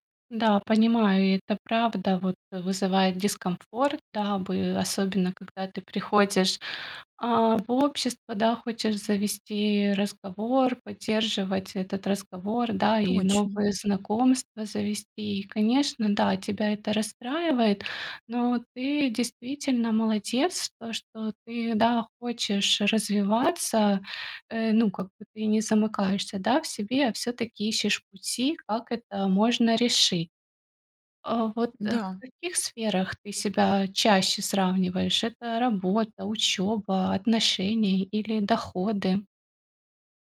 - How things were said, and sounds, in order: other background noise
- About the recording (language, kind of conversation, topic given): Russian, advice, Как перестать постоянно сравнивать себя с друзьями и перестать чувствовать, что я отстаю?